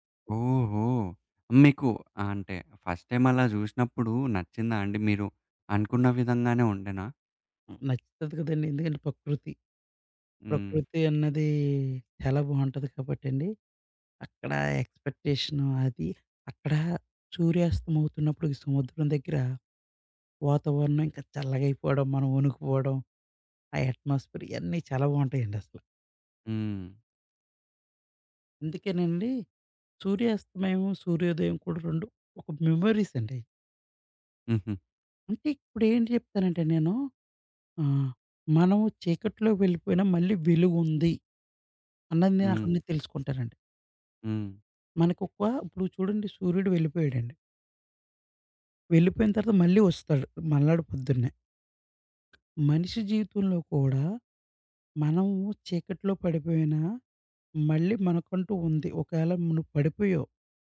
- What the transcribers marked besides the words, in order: in English: "ఫస్ట్ టైమ్"; in English: "ఎట్మాస్ఫియర్"; in English: "మెమోరీస్"; other background noise
- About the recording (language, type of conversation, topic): Telugu, podcast, సూర్యాస్తమయం చూసిన తర్వాత మీ దృష్టికోణంలో ఏ మార్పు వచ్చింది?